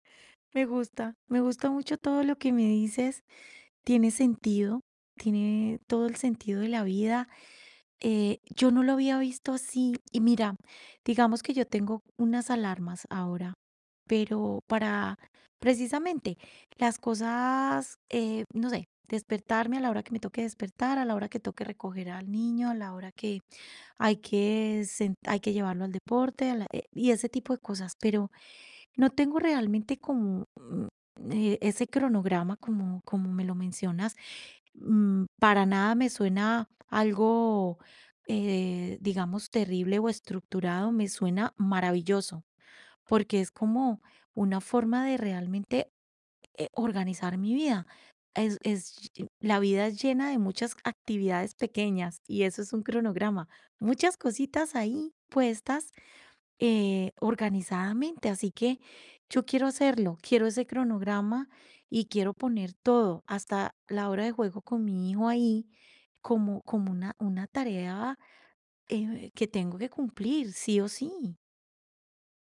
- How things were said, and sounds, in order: unintelligible speech
- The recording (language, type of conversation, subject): Spanish, advice, ¿Cómo puedo priorizar lo que realmente importa en mi vida?